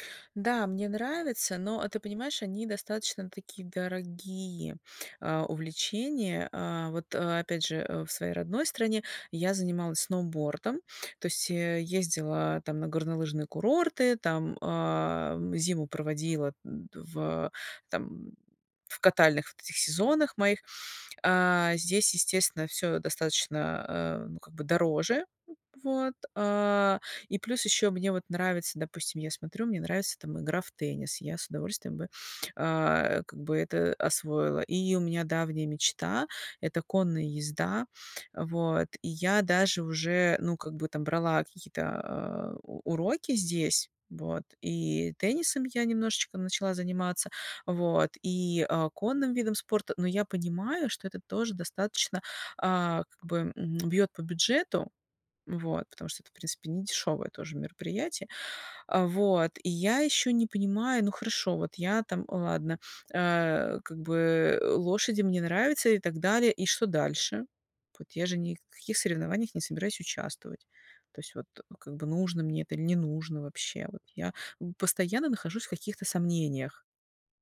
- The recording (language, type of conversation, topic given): Russian, advice, Как найти смысл жизни вне карьеры?
- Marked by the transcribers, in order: none